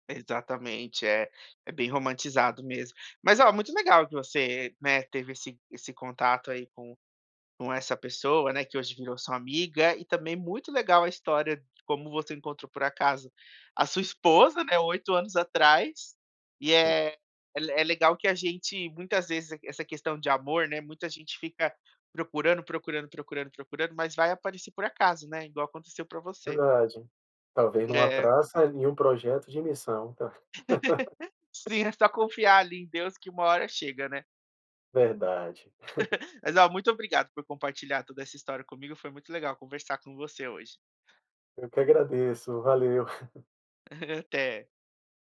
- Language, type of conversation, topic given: Portuguese, podcast, Você teve algum encontro por acaso que acabou se tornando algo importante?
- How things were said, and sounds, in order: laugh; giggle; tapping; giggle; laughing while speaking: "Aham"